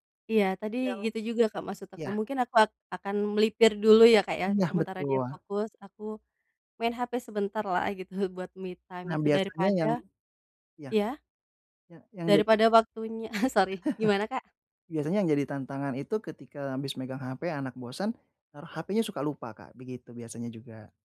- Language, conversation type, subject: Indonesian, advice, Bagaimana saya bisa mengurangi penggunaan layar sebelum tidur setiap malam?
- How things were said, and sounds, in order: in English: "me time"; chuckle